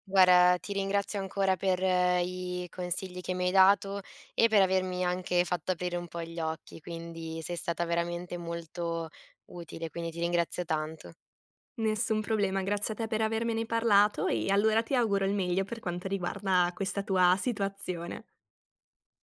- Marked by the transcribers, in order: "Guarda" said as "guara"; "quindi" said as "quini"
- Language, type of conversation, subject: Italian, advice, Come posso comunicare chiaramente le mie aspettative e i miei limiti nella relazione?